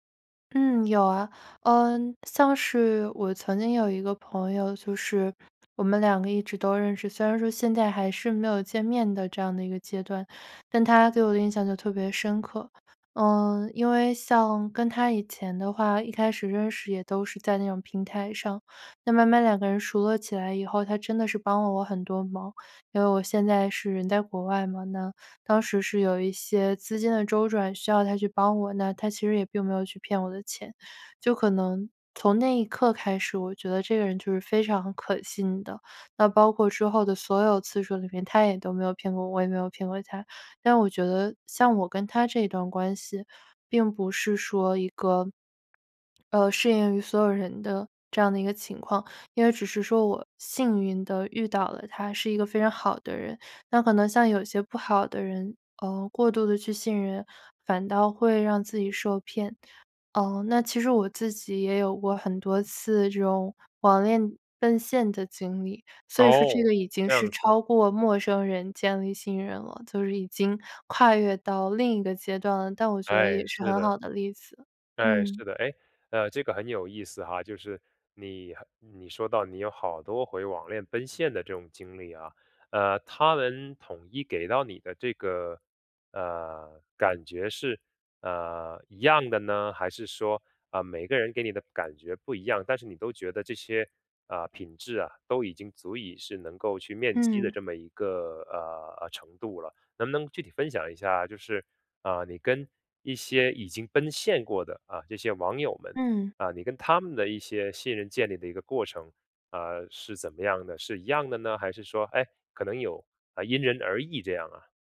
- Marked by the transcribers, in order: other background noise
- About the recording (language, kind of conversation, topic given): Chinese, podcast, 线上陌生人是如何逐步建立信任的？